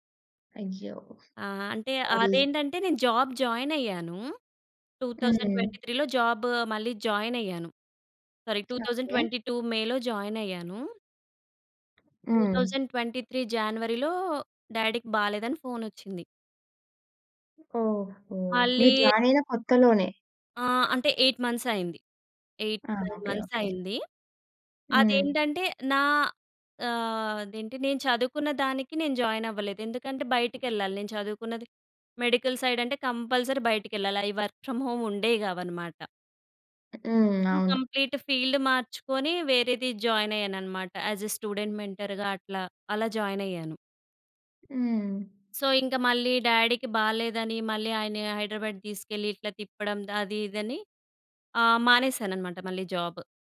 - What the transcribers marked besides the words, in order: tapping; in English: "జాబ్ జాయిన్"; in English: "టూ తౌసండ్ ట్వంటీ త్రీ‌లో"; in English: "జాయిన్"; in English: "సారీ టూ తౌసండ్ ట్వంటీ టు"; in English: "టూ తౌసండ్ ట్వంటీ త్రీ"; in English: "డ్యాడీ‌కి"; in English: "జాయిన్"; in English: "ఎయిట్ మంత్స్"; in English: "ఎయిట్ నైన్ మంత్స్"; in English: "జాయిన్"; in English: "మెడికల్ సైడ్"; in English: "కంపల్సరీ"; in English: "వర్క్ ఫ్రమ్ హోమ్"; other background noise; in English: "సొ, కంప్లీట్ ఫీల్డ్"; in English: "జాయిన్"; in English: "యాస్ ఏ స్టూడెంట్ మెంటర్‌గా"; in English: "జాయిన్"; in English: "సో"; in English: "డ్యాడీకి"
- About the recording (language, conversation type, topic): Telugu, podcast, మీ జీవితంలో ఎదురైన ఒక ముఖ్యమైన విఫలత గురించి చెబుతారా?